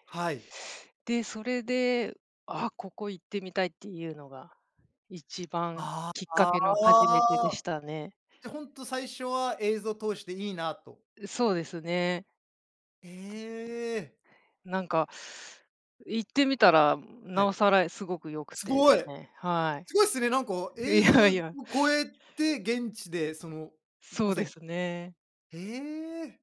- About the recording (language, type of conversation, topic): Japanese, unstructured, 旅先でいちばん感動した景色はどんなものでしたか？
- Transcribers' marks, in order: tapping; other background noise; laughing while speaking: "いや いや"